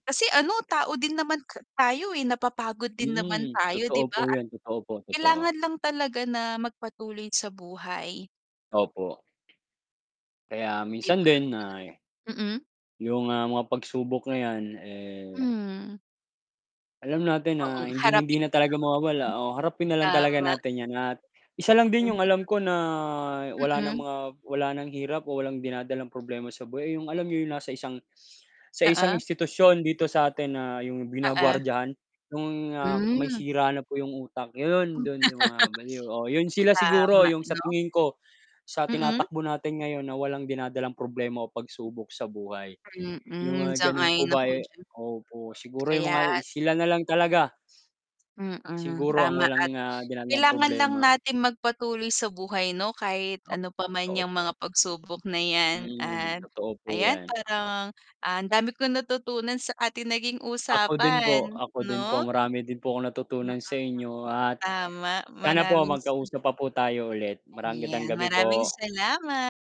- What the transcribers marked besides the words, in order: static; tapping; other background noise; distorted speech; unintelligible speech; unintelligible speech; laugh; background speech; "Magandang" said as "marandang"
- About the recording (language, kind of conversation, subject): Filipino, unstructured, Paano mo nilalabanan ang takot na mawalan ng pag-asa sa buhay?